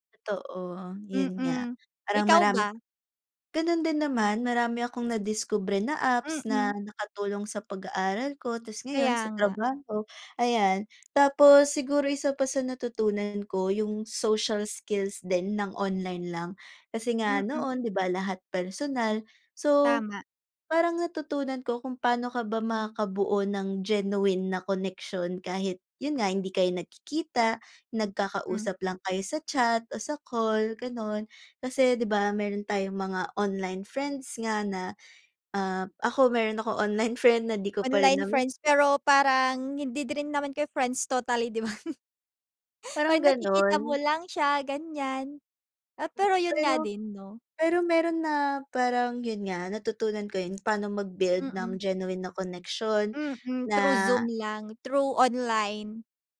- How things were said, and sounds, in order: tapping; chuckle; other background noise
- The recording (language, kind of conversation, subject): Filipino, unstructured, Paano mo ilalarawan ang naging epekto ng pandemya sa iyong araw-araw na pamumuhay?